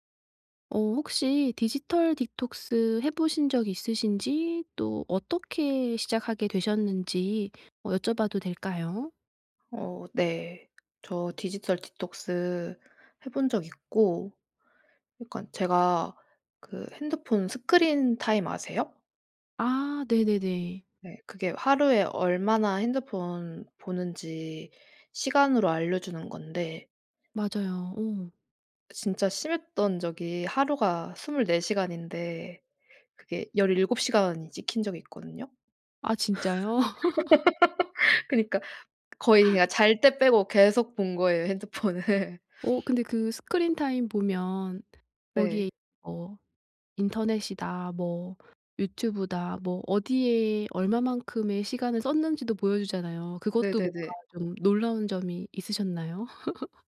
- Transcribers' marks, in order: tapping; laugh; laughing while speaking: "핸드폰을"; laugh
- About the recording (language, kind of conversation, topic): Korean, podcast, 디지털 디톡스는 어떻게 시작하나요?